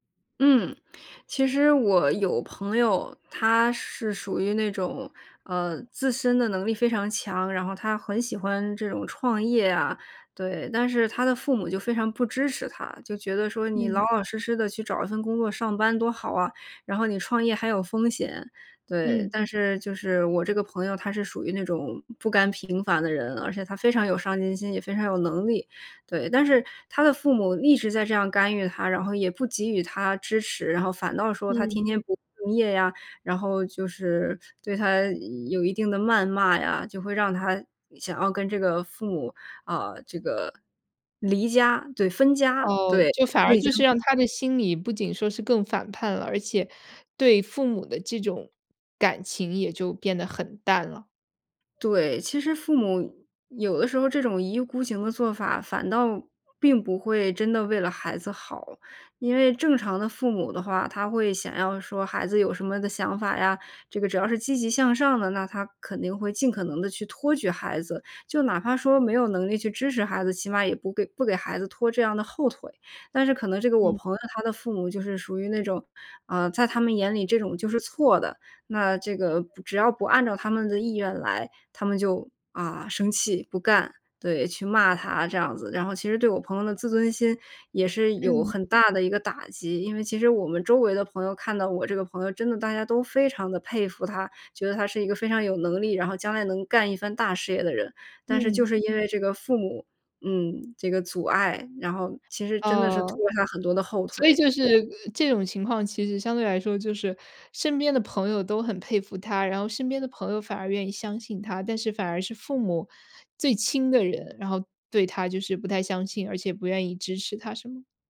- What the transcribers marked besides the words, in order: other background noise
- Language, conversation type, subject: Chinese, podcast, 当父母干预你的生活时，你会如何回应？